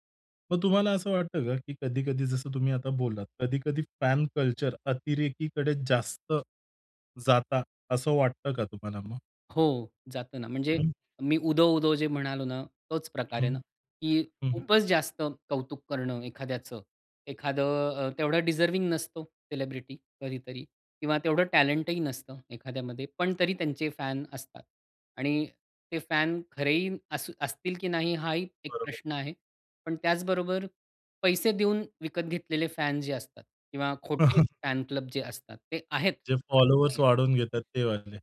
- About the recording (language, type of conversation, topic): Marathi, podcast, चाहत्यांचे गट आणि चाहत संस्कृती यांचे फायदे आणि तोटे कोणते आहेत?
- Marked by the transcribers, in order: in English: "कल्चर"; unintelligible speech; other background noise; in English: "डिझर्व्हिंग"; chuckle; tapping